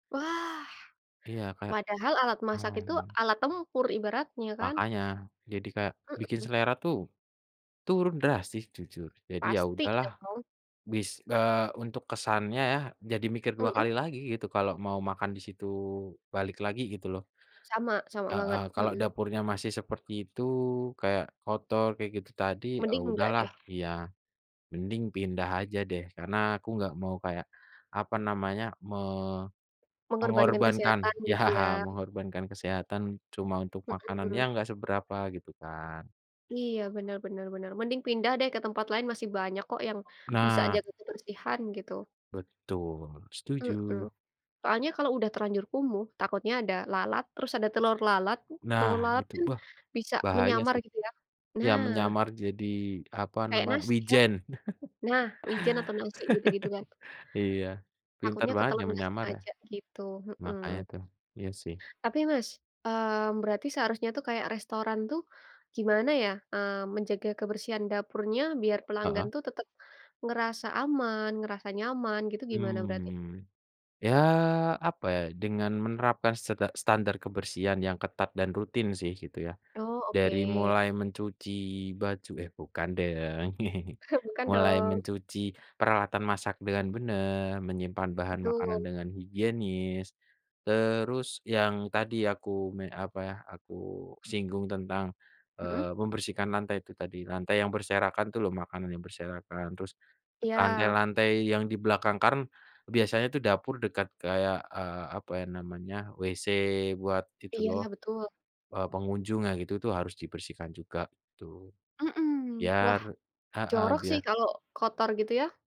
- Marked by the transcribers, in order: laughing while speaking: "ya"; laugh; tapping; giggle; chuckle; other background noise; "kan" said as "karn"
- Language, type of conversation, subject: Indonesian, unstructured, Kenapa banyak restoran kurang memperhatikan kebersihan dapurnya, menurutmu?